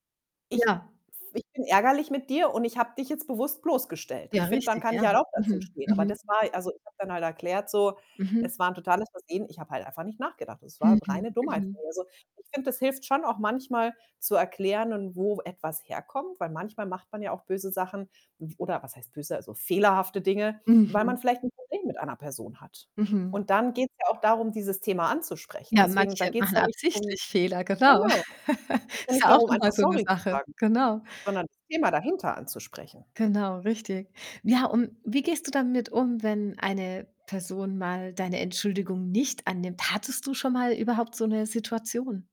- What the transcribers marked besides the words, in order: distorted speech; chuckle
- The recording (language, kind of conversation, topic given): German, podcast, Wie würdest du dich entschuldigen, wenn du im Unrecht warst?